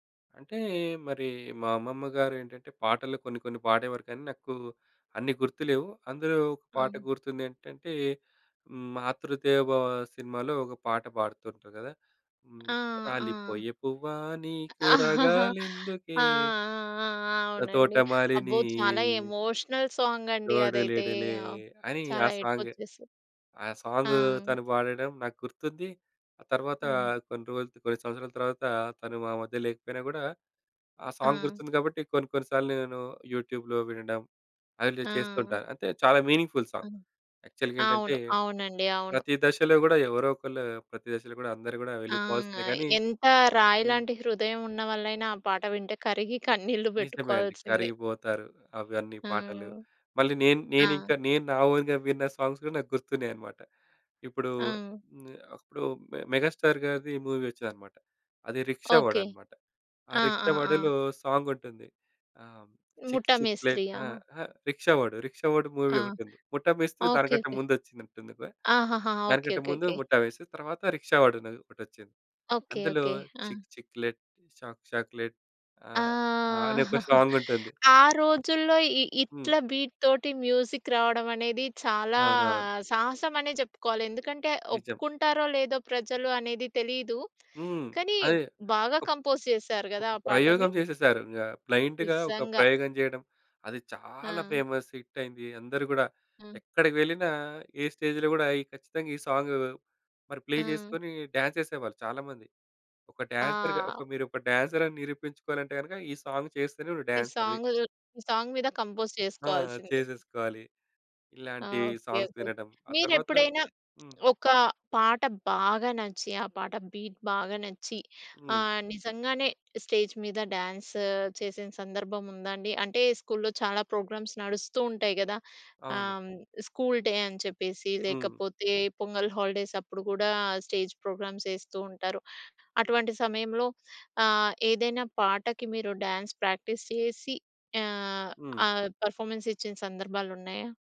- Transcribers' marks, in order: other background noise; singing: "రాలిపోయే పువ్వా నీకు రగాలెందుకే"; laugh; drawn out: "ఆ! ఆ! ఆ!"; singing: "ఆహ్, తోటమాలిని"; in English: "ఎమోషనల్"; singing: "తోడు లేడులే"; sad: "చాలా ఏడుపు వచ్చేసింది"; in English: "సాంగ్"; in English: "సాంగ్"; in English: "మీనింగ్‌ఫుల్ సాంగ్ యాక్చువల్‌గా"; laughing while speaking: "కరిగి కన్నీళ్లు పెట్టుకోవాల్సిందే"; in English: "మూవీ"; in English: "సాంగ్"; singing: "చిక్ చిక్ ప్లేట్"; singing: "చిక్ చిక్లెట్ షాక్ చాక్లెట్"; drawn out: "ఆ!"; laugh; in English: "సాంగ్"; in English: "బీట్"; in English: "మ్యూజిక్"; in English: "కంపోజ్"; in English: "బ్లైండ్‌గా"; in English: "ఫేమస్ హిట్"; in English: "స్టేజ్‌లో"; in English: "సాంగ్"; in English: "ప్లే"; in English: "డాన్స్"; in English: "డాన్సర్‌గా"; in English: "డాన్సర్"; in English: "సాంగ్"; in English: "సాంగ్"; in English: "కంపోజ్"; in English: "సాంగ్స్"; in English: "బీట్"; in English: "స్టేజ్"; in English: "డ్యాన్స్"; in English: "స్కూల్‌డే"; in English: "హాలిడేస్"; in English: "స్టేజ్ ప్రోగ్రామ్స్"; in English: "డ్యాన్స్ ప్రాక్టీస్"; in English: "పర్‌ఫమెన్స్"
- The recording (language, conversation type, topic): Telugu, podcast, మీకు చిన్ననాటి సంగీత జ్ఞాపకాలు ఏవైనా ఉన్నాయా?